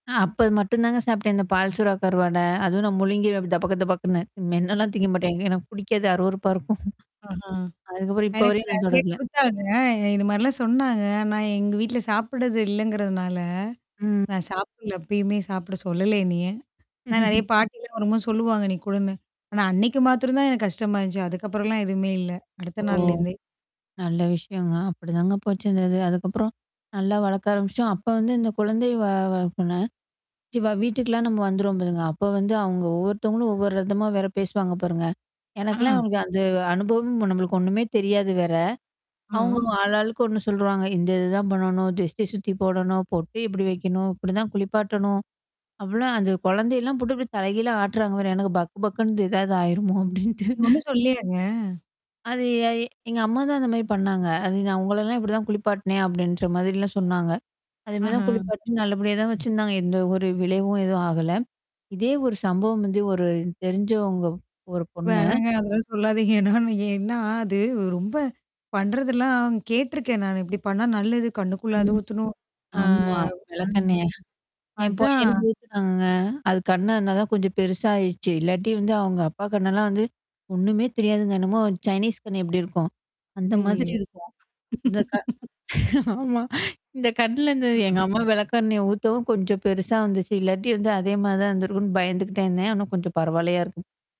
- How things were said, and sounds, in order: mechanical hum; tapping; static; other noise; distorted speech; chuckle; laughing while speaking: "ஆயிருமோ அப்டின்ட்டு"; other background noise; in English: "சைனீஸ்"; laugh
- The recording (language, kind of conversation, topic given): Tamil, podcast, குழந்தை பிறந்த பின் உங்கள் வாழ்க்கை முழுவதுமாக மாறிவிட்டதா?